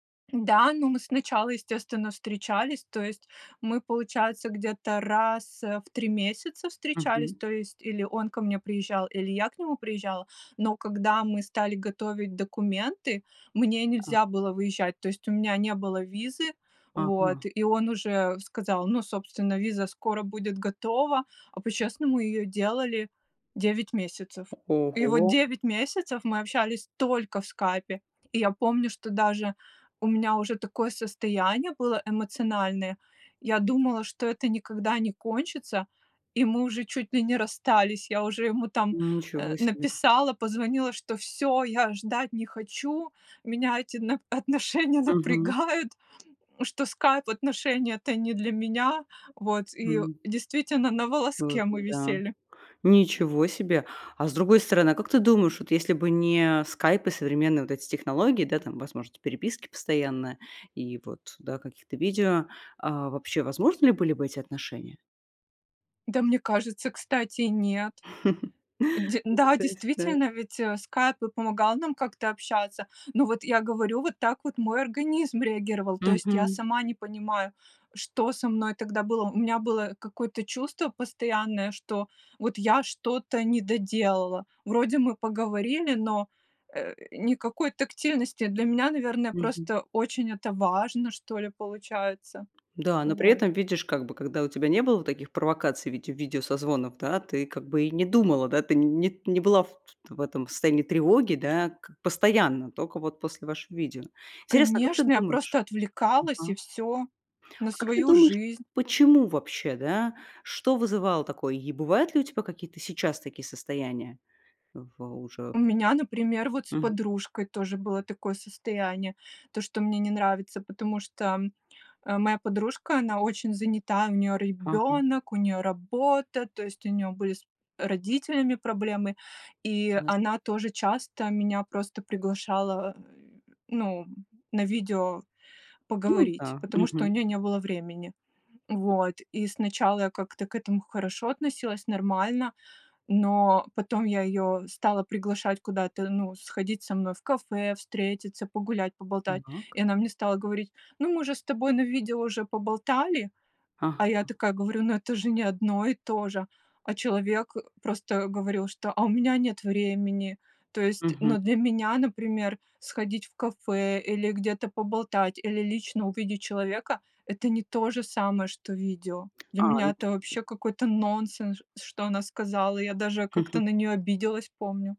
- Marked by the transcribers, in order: other background noise; tapping; laugh; chuckle
- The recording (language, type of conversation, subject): Russian, podcast, Как смартфоны меняют наши личные отношения в повседневной жизни?